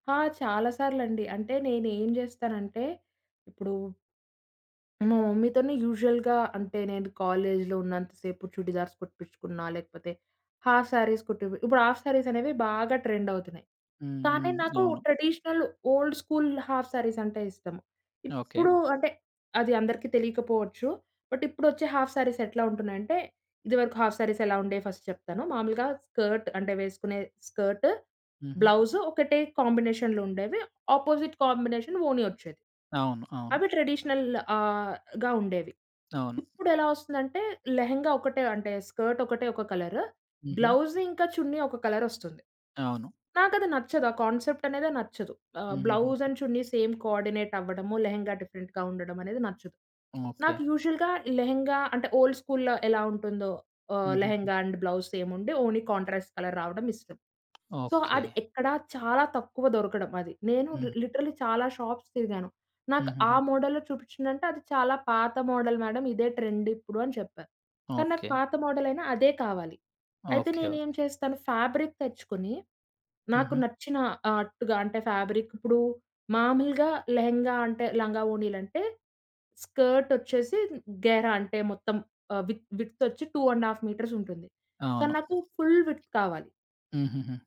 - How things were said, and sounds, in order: in English: "మమ్మీతోని యూజువల్‌గా"; in English: "చుడీదార్స్"; in English: "హాఫ్ శారీస్"; in English: "హాఫ్ శారీస్"; in English: "ట్రెండ్"; other background noise; in English: "ట్రెడిషనల్ ఓల్డ్"; in English: "హాఫ్ శారీస్"; in English: "బట్"; in English: "హాఫ్ శారీస్"; in English: "హాఫ్ శారీస్"; in English: "ఫస్ట్"; in English: "స్కర్ట్"; in English: "అపోజిట్ కాంబినేషన్"; in English: "ట్రెడిషనల్"; in Hindi: "లెహెంగా"; in English: "స్కర్ట్"; in English: "కాన్సెప్ట్"; tapping; in English: "బ్లౌజ్ అండ్ చున్నీస్ సేమ్ కోఆర్డినేట్"; in Hindi: "లెహెంగా"; in English: "డిఫరెంట్‌గా"; in English: "యూజువల్‌గా"; in Hindi: "లెహెంగా"; in English: "ఓల్డ్"; in Hindi: "లెహెంగా"; in English: "అండ్ బ్లౌజ్"; in English: "ఓన్లీ కాంట్రాస్ట్ కలర్"; in English: "సో"; in English: "లి లిటరల్లీ"; in English: "షాప్స్"; in English: "మోడల్‌లో"; in English: "మోడల్"; in English: "ట్రెండ్"; in English: "మోడల్"; in English: "ఫ్యాబ్రిక్"; in English: "ఫ్యాబ్రిక్"; in Hindi: "లెహెంగా"; in English: "స్కర్ట్"; in English: "వి విడ్త్"; in English: "టూ అండ్ ఆఫ్ మీటర్స్"; in English: "ఫుల్ విడ్త్"
- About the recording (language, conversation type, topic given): Telugu, podcast, స్టైల్‌కి ప్రేరణ కోసం మీరు సాధారణంగా ఎక్కడ వెతుకుతారు?